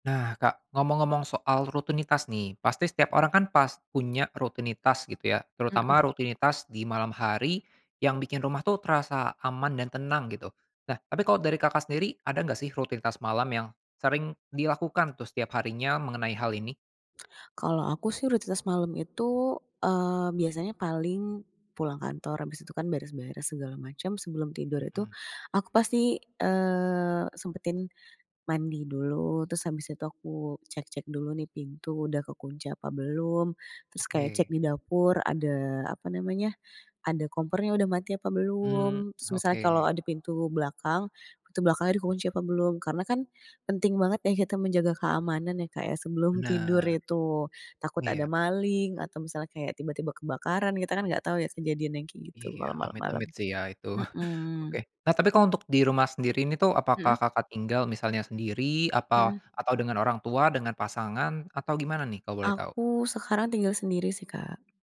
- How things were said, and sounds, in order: "rutinitas" said as "rutitas"
- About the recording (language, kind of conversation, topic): Indonesian, podcast, Apa rutinitas malammu sebelum tidur yang membuat rumah terasa aman dan tenang?